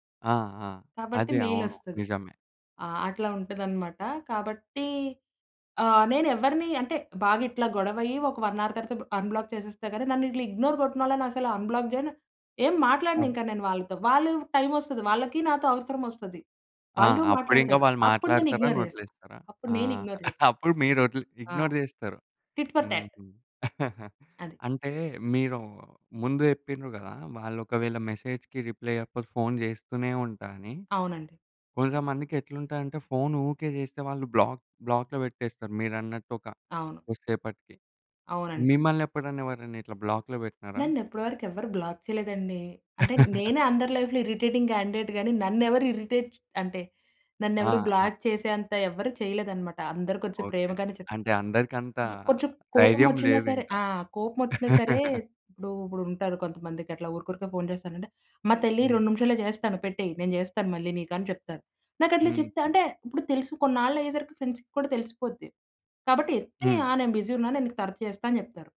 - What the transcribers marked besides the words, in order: in English: "మెయిల్"; in English: "వన్ అవర్"; in English: "అన్‌బ్లాక్"; in English: "ఇగ్నోర్"; in English: "అన్‌బ్లాక్"; in English: "టైమ్"; in English: "ఇగ్నోర్"; in English: "ఇగ్నోర్"; chuckle; in English: "ఇగ్నోర్"; in English: "టిట్ ఫర్ ట్యాట్"; chuckle; in English: "మెసేజ్‌కి రిప్లై"; in English: "బ్లాక్ బ్లాక్‌లో"; in English: "బ్లాక్‌లో"; in English: "బ్లాక్"; laugh; in English: "లైఫ్‌లో ఇరిటేటింగ్ క్యాండిడేట్"; in English: "ఇరిటేట్"; in English: "బ్లాక్"; laugh; in English: "ఫ్రెండ్స్‌కి"; in English: "బిజీ"
- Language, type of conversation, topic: Telugu, podcast, ఒకరు మీ సందేశాన్ని చూసి కూడా వెంటనే జవాబు ఇవ్వకపోతే మీరు ఎలా భావిస్తారు?